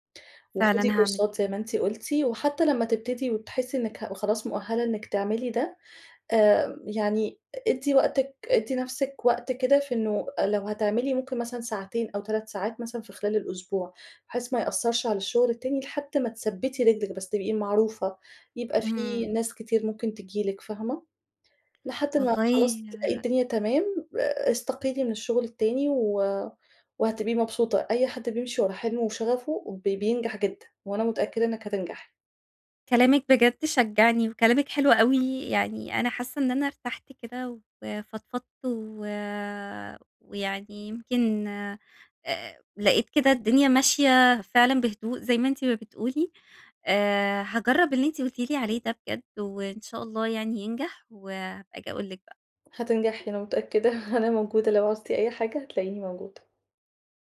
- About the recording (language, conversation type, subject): Arabic, advice, شعور إن شغلي مالوش معنى
- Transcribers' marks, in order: in English: "كورسات"; chuckle